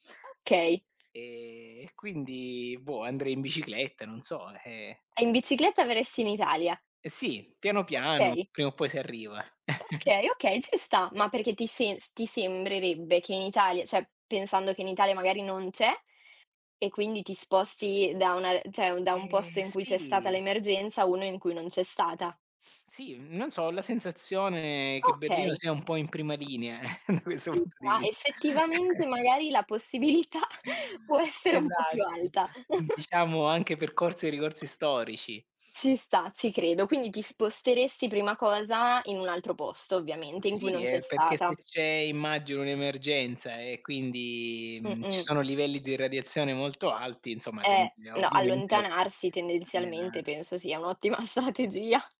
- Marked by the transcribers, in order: other background noise; chuckle; "cioè" said as "ceh"; "cioè" said as "ceh"; unintelligible speech; tapping; chuckle; laughing while speaking: "da questo punto di vist"; laughing while speaking: "possibilità"; chuckle; chuckle; unintelligible speech; laughing while speaking: "un'ottima strategia"
- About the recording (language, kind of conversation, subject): Italian, unstructured, Come ti comporteresti di fronte a una possibile emergenza nucleare?